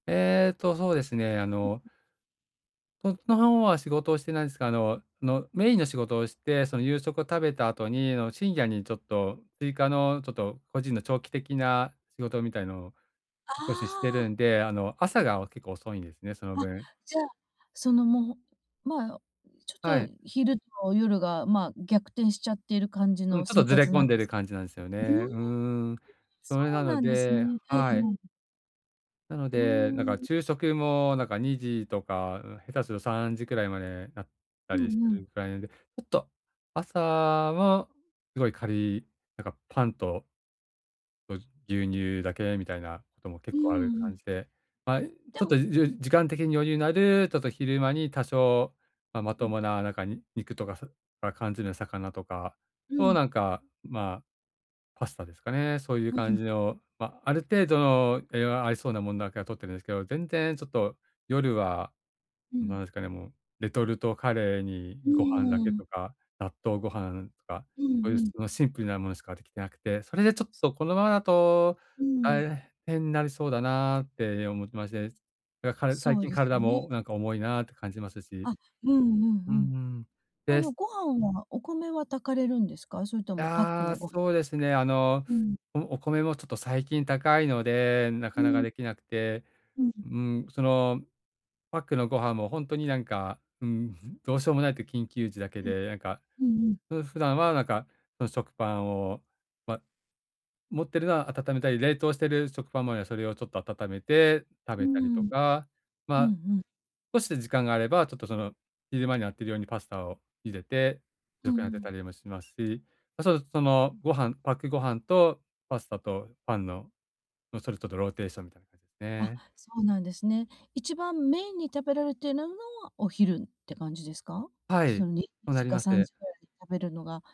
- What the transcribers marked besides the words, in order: tapping; unintelligible speech
- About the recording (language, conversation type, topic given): Japanese, advice, 平日の夜に短時間で栄養のある食事を準備するには、どんな方法がありますか？